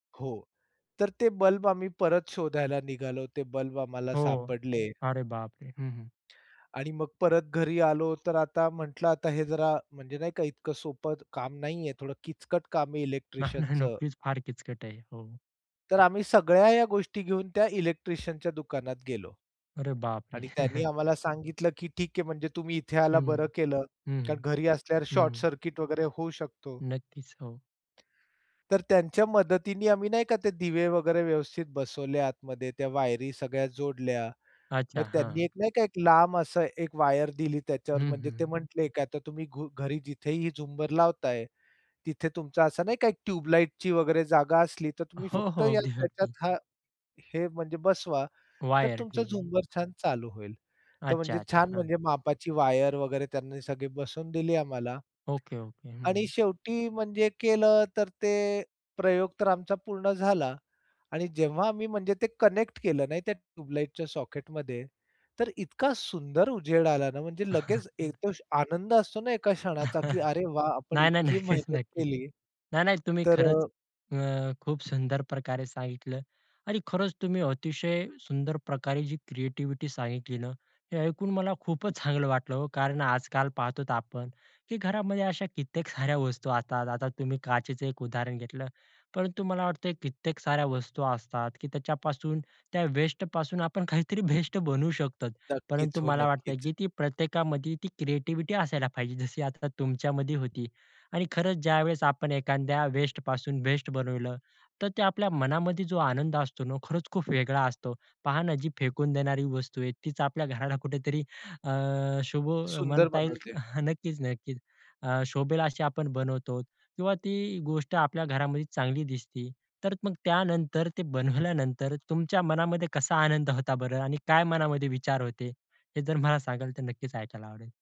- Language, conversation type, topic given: Marathi, podcast, घरातल्या वस्तू वापरून तुम्ही काय सर्जनशील गोष्टी बनवल्या आहेत?
- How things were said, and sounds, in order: other background noise; chuckle; chuckle; wind; in English: "कनेक्ट"; laugh; tapping; joyful: "म्हणजे लगेच एक तो आनंद असतो ना एका क्षणाचा"; laugh; laughing while speaking: "नाही, नाही, नाही"; in English: "क्रिएटिव्हिटी"; in English: "क्रिएटिव्हिटी"; laughing while speaking: "बनवल्यानंतर"